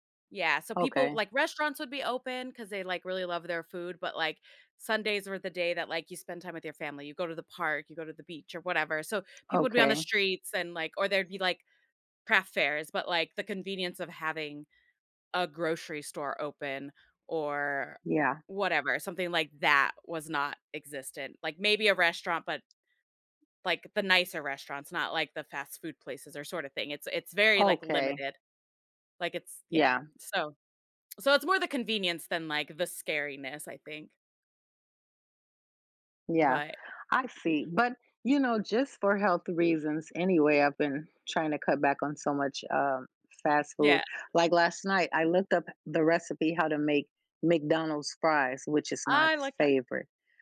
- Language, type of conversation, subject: English, unstructured, How do our surroundings shape the way we live and connect with others?
- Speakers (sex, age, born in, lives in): female, 35-39, United States, United States; female, 50-54, United States, United States
- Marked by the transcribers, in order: tapping